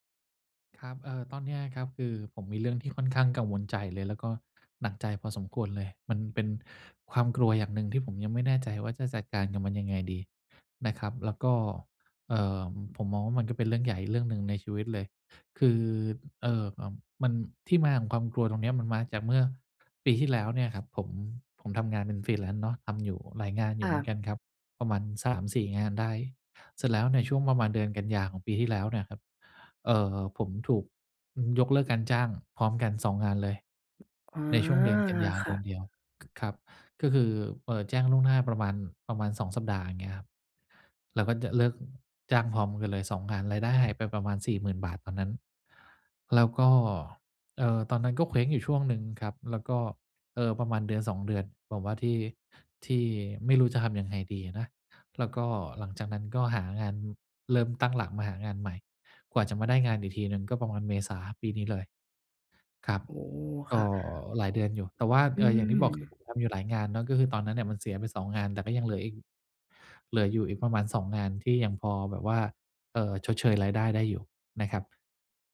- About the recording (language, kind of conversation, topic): Thai, advice, ฉันจะเริ่มก้าวข้ามความกลัวความล้มเหลวและเดินหน้าต่อได้อย่างไร?
- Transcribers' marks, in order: in English: "Freelance"